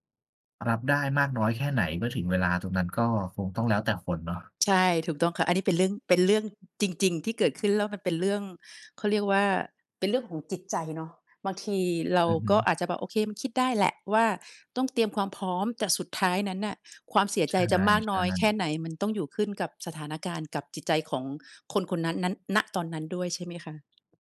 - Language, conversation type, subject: Thai, unstructured, เราควรเตรียมตัวอย่างไรเมื่อคนที่เรารักจากไป?
- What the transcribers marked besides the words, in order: tapping